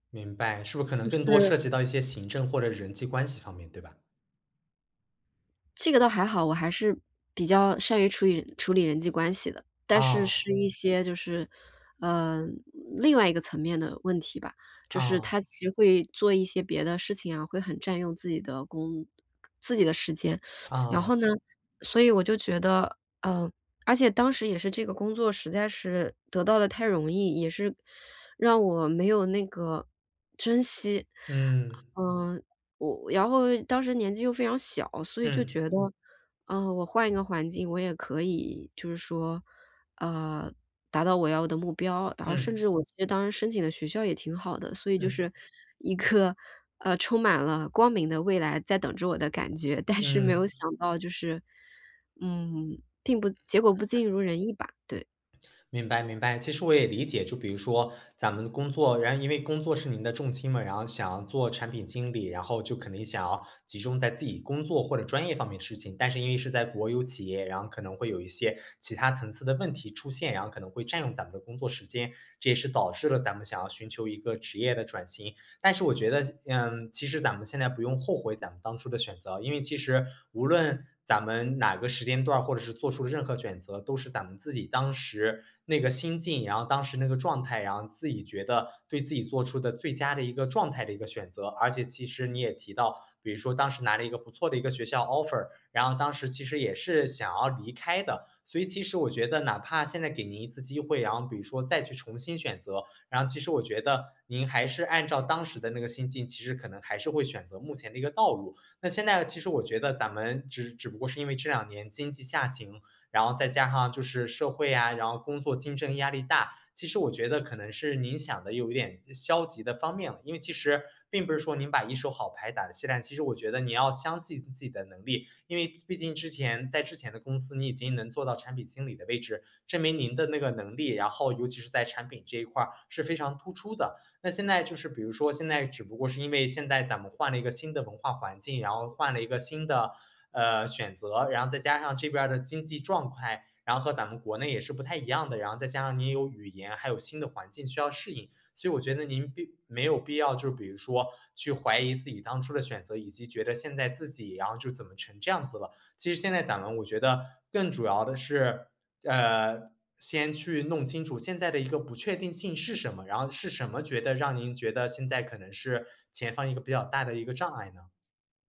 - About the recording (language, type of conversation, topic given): Chinese, advice, 我怎样把不确定性转化为自己的成长机会？
- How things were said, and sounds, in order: laughing while speaking: "一颗"; laughing while speaking: "但是"; other background noise; "重心" said as "重轻"; in English: "Offer"; "状态" said as "状快"